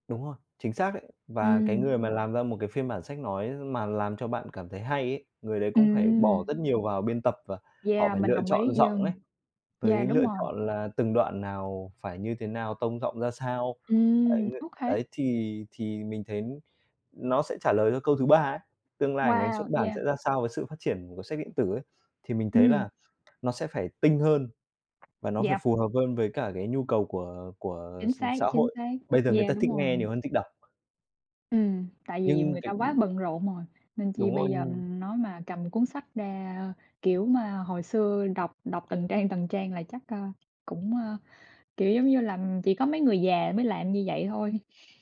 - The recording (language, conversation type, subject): Vietnamese, unstructured, Bạn thích đọc sách giấy hay sách điện tử hơn?
- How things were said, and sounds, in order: other background noise; tapping; laughing while speaking: "trang"